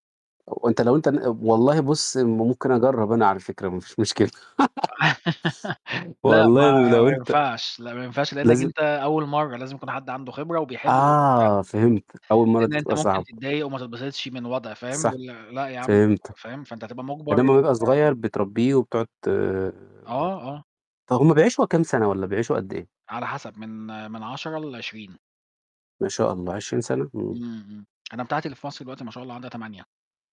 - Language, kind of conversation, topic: Arabic, unstructured, إيه النصيحة اللي تديها لحد عايز يربي حيوان أليف لأول مرة؟
- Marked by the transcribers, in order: tapping; laugh; unintelligible speech; unintelligible speech